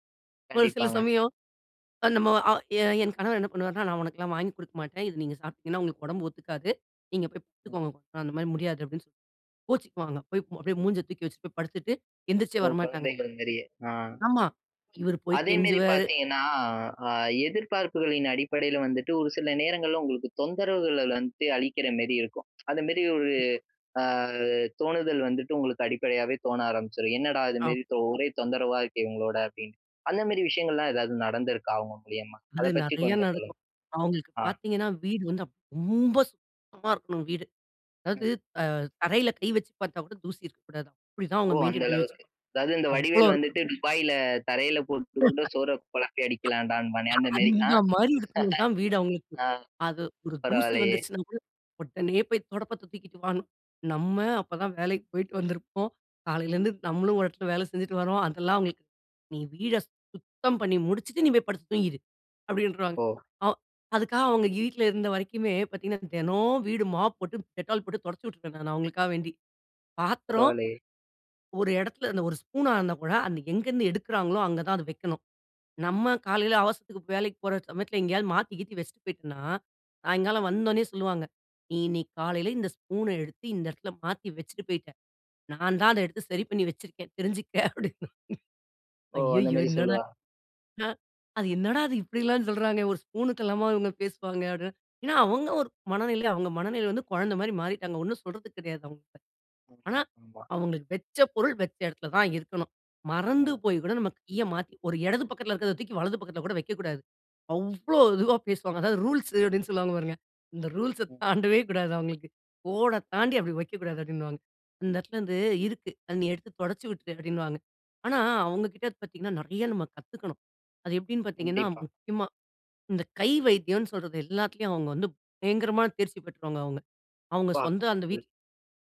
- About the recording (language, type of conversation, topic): Tamil, podcast, முதியோரின் பங்கு மற்றும் எதிர்பார்ப்புகளை நீங்கள் எப்படிச் சமாளிப்பீர்கள்?
- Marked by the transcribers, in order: other background noise; tsk; drawn out: "அ"; unintelligible speech; in English: "மெயின்டென்"; laugh; laugh; unintelligible speech; in English: "மாப்"; laughing while speaking: "தெரிஞ்சுக்க அப்படின்னுவாங்க"; unintelligible speech; in English: "கீய"; in English: "ரூல்ஸ்"; in English: "ரூல்ஸ"; unintelligible speech